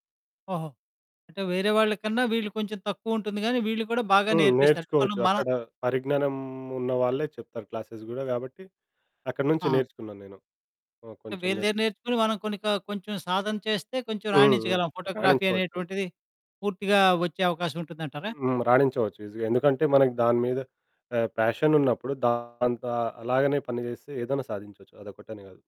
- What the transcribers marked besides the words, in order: in English: "క్లాసెస్"; in English: "ఫోటోగ్రఫీ"; in English: "ఈజీగా"; in English: "పాషన్"; distorted speech
- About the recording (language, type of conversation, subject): Telugu, podcast, మీ లక్ష్యాల గురించి మీ కుటుంబంతో మీరు ఎలా చర్చిస్తారు?